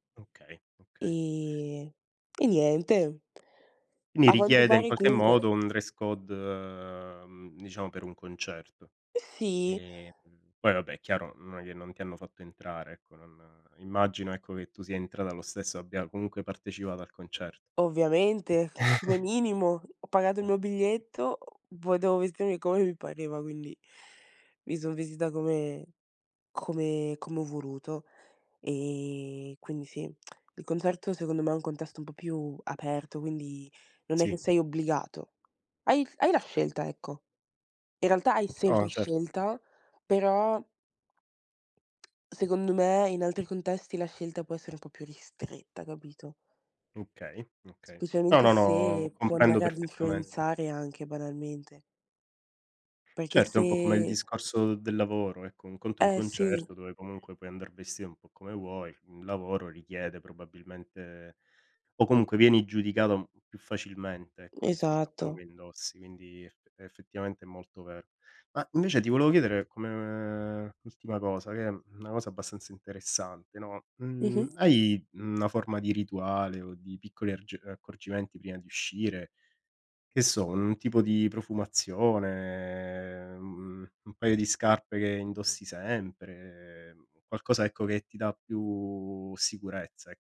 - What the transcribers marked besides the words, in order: background speech; drawn out: "code"; tapping; chuckle; other background noise
- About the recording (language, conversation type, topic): Italian, podcast, Che cosa ti fa sentire più sicuro/a quando ti vesti?